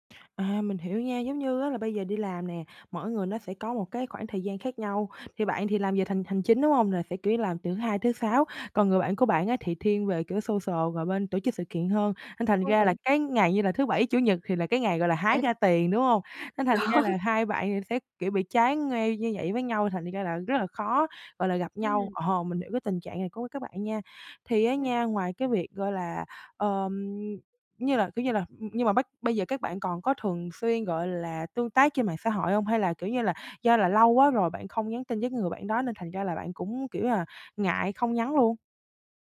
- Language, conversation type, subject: Vietnamese, advice, Làm thế nào để giữ liên lạc với người thân khi có thay đổi?
- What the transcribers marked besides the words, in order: tapping; other background noise; in English: "social"; laughing while speaking: "Đó"; laughing while speaking: "ờ"